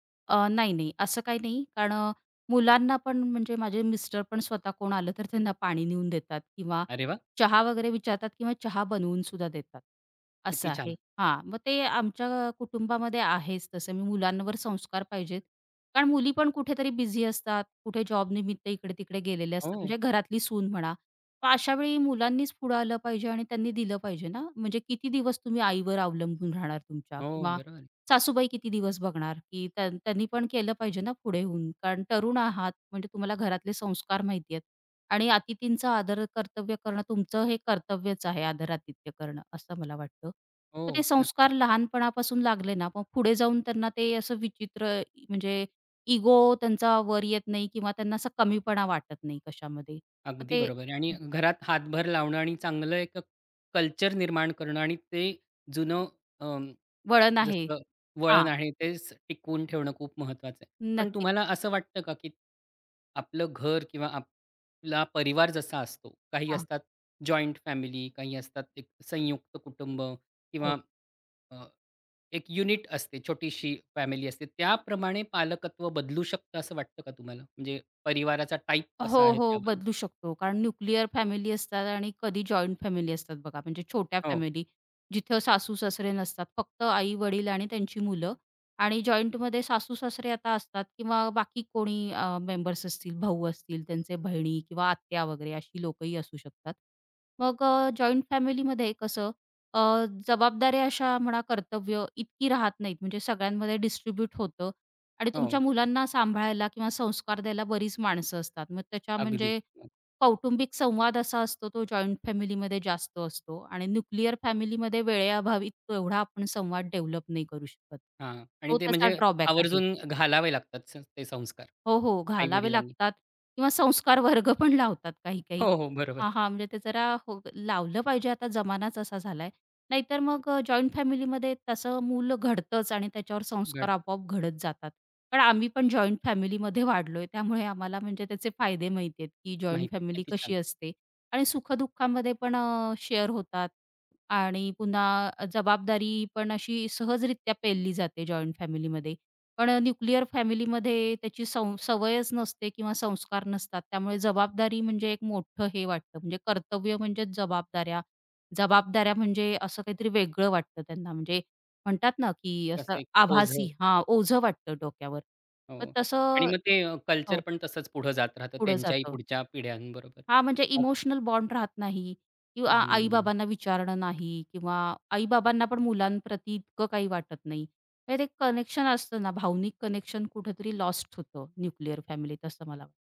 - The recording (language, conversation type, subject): Marathi, podcast, वयाच्या वेगवेगळ्या टप्प्यांमध्ये पालकत्व कसे बदलते?
- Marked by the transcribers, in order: other noise; laughing while speaking: "त्यांना पाणी नेऊन देतात"; joyful: "किती छान!"; tapping; in English: "न्यूक्लिअर"; in English: "डिस्ट्रिब्यूट"; other background noise; in English: "डेव्हलप"; in English: "ड्रॉबॅक"; laughing while speaking: "संस्कार वर्ग पण लावतात काही काही"; laughing while speaking: "बरोबर"; laughing while speaking: "जॉइंट फॅमिलीमध्ये वाढलोय"; in English: "शेअर"; in English: "लॉस्ट"